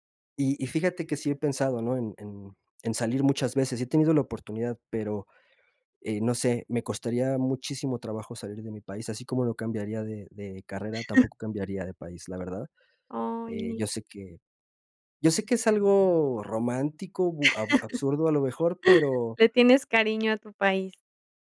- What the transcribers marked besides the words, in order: giggle; other noise; chuckle
- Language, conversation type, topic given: Spanish, podcast, ¿Qué decisión cambió tu vida?